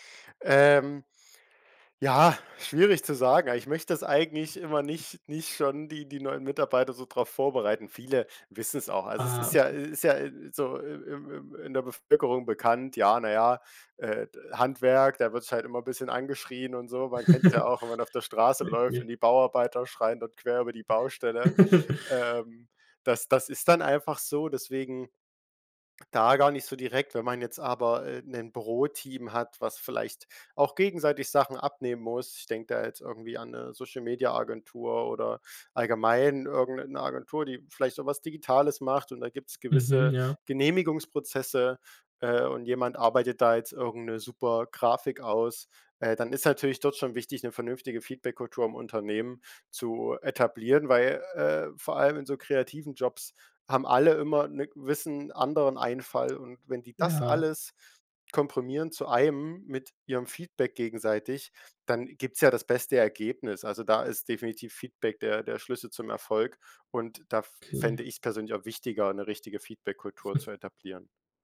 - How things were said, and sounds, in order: laugh; laugh; "einem" said as "eim"; chuckle
- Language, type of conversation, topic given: German, podcast, Wie kannst du Feedback nutzen, ohne dich kleinzumachen?